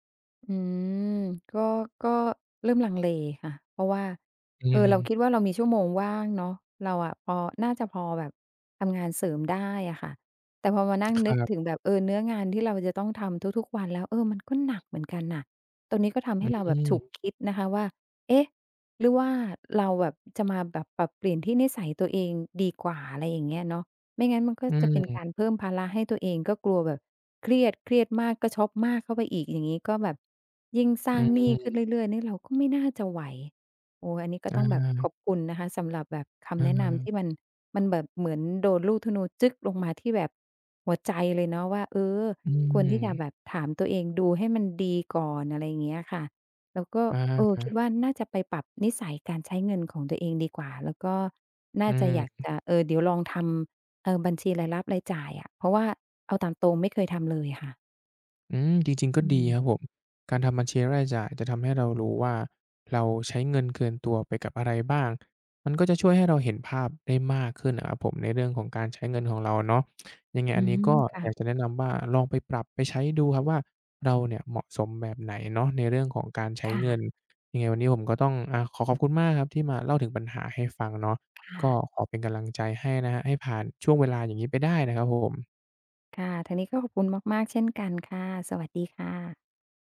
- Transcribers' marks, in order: stressed: "จึ๊ก"; tapping
- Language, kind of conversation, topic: Thai, advice, เงินเดือนหมดก่อนสิ้นเดือนและเงินไม่พอใช้ ควรจัดการอย่างไร?